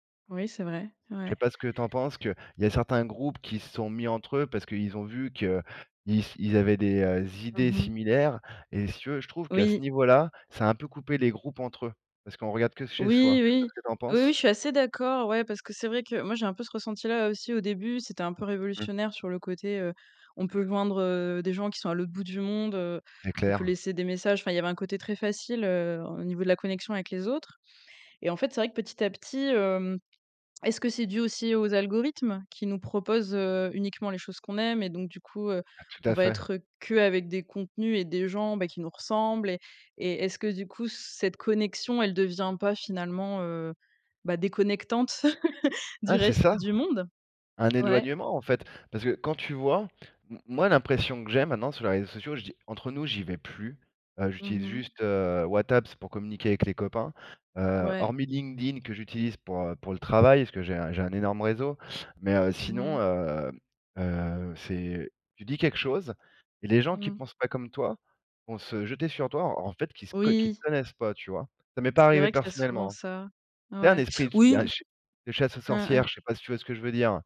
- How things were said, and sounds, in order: tapping; laugh
- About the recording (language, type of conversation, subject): French, unstructured, Comment la technologie change-t-elle nos relations sociales aujourd’hui ?
- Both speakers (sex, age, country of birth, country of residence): female, 30-34, France, France; male, 40-44, France, France